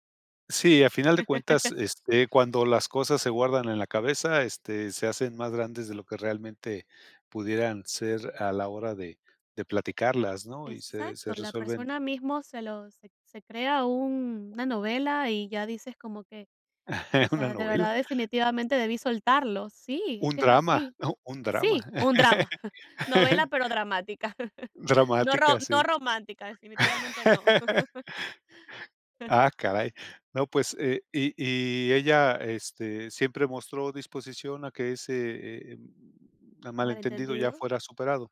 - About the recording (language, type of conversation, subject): Spanish, podcast, ¿Cuál fue una amistad que cambió tu vida?
- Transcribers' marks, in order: laugh; other background noise; chuckle; chuckle; laugh; chuckle; tapping; laugh; chuckle